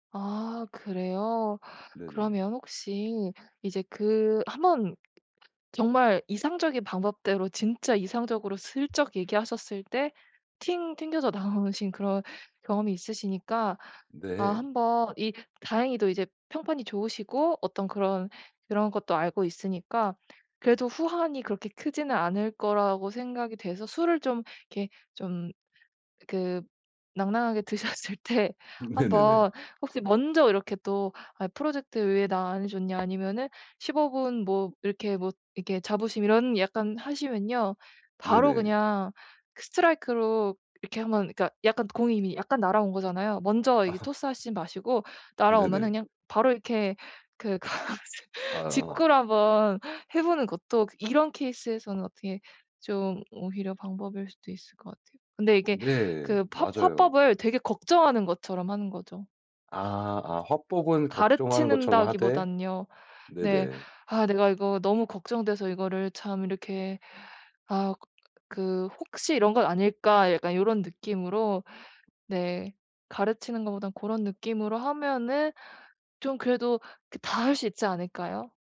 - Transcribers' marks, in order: tapping; laughing while speaking: "나오신"; laughing while speaking: "드셨을 때"; other background noise; laughing while speaking: "네네네"; laughing while speaking: "아"; laughing while speaking: "가"; laugh; "가르친다기" said as "가르치는다기"
- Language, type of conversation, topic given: Korean, advice, 상대 기분을 해치지 않으면서 어떻게 피드백을 줄 수 있을까요?